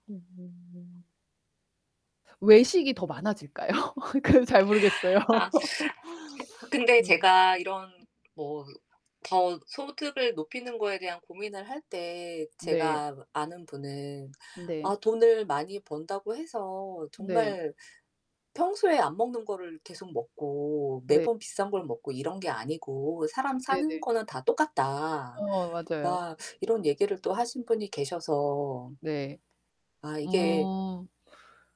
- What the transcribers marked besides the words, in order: other background noise; distorted speech; laughing while speaking: "많아질까요? 그래서 잘 모르겠어요"; laugh
- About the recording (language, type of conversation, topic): Korean, unstructured, 부자가 되려면 가장 필요한 습관은 무엇일까요?